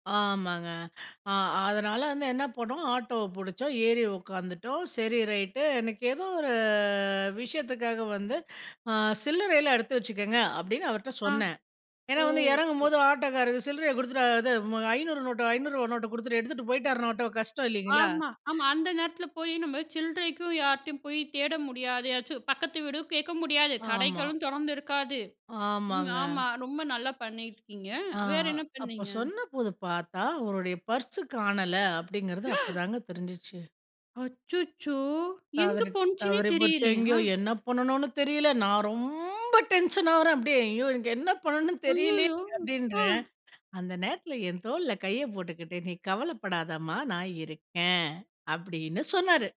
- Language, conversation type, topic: Tamil, podcast, உங்கள் மனஅழுத்தத்தை நண்பர்கள் அல்லது குடும்பத்தாருடன் பகிர்ந்துகொண்ட அனுபவம் உங்களுக்கு எப்படி இருந்தது?
- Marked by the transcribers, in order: drawn out: "ஒரு"; unintelligible speech; "ஏதாச்சு" said as "யாச்சு"; other noise; drawn out: "ரொம்ப"; afraid: "ஐயோ! எனக்கு என்ன பண்ணனுன்னு தெரியலயே! அப்பிடின்றேன்"